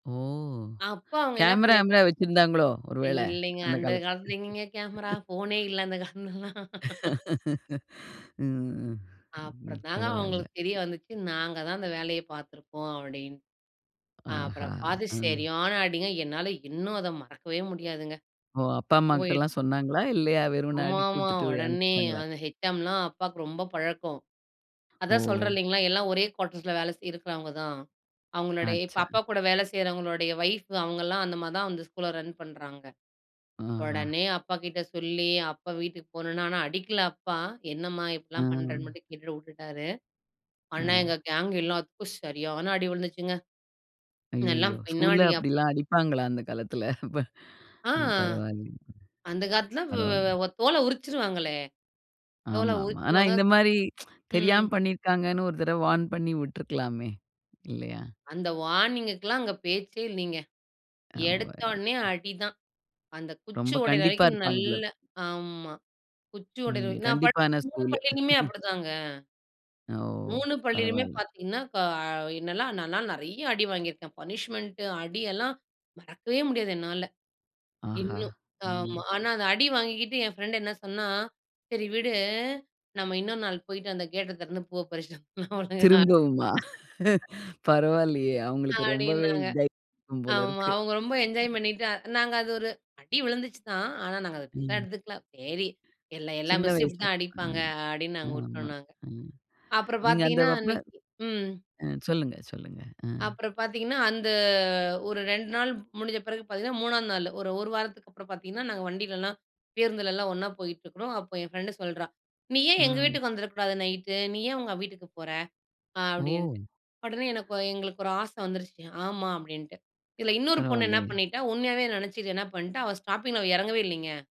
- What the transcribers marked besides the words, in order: laughing while speaking: "அந்தக் காலத்துலல்லா"; laugh; in English: "ஹெச்செம்லாம்"; drawn out: "ஓ!"; in English: "கோட்டர்ஸ்ல"; in English: "வைய்ஃப்"; in English: "ரன்"; in English: "கேங்"; laugh; tsk; in English: "வார்ன்"; in English: "வார்னிங்குக்குலாம்"; in English: "பனிஷ்மென்ட்"; drawn out: "விடு"; tapping; laughing while speaking: "வந்துர்லாம் ஓழுங்கா"; laugh; in English: "என்ஜாய்"; in English: "மிஸ்சும்"; in English: "பிரெண்டு"; in English: "ஸ்டாப்பிங்ல"
- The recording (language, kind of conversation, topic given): Tamil, podcast, உங்கள் பள்ளிக்காலத்தில் இன்னும் இனிமையாக நினைவில் நிற்கும் சம்பவம் எது என்று சொல்ல முடியுமா?